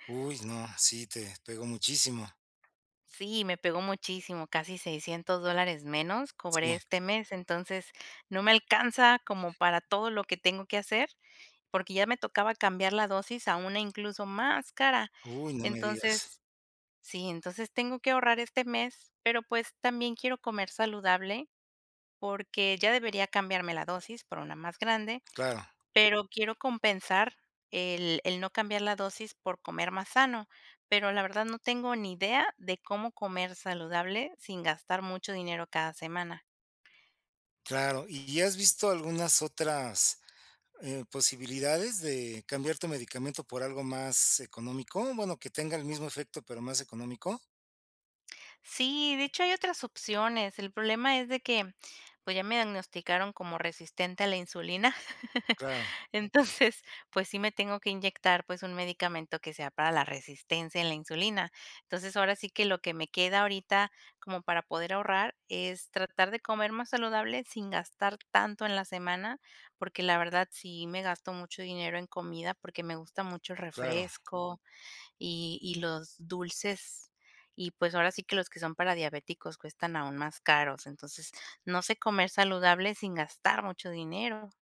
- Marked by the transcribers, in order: tapping; other background noise; chuckle; laughing while speaking: "Entonces"
- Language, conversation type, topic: Spanish, advice, ¿Cómo puedo comer más saludable con un presupuesto limitado cada semana?
- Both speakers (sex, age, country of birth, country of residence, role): female, 30-34, Mexico, Mexico, user; male, 55-59, Mexico, Mexico, advisor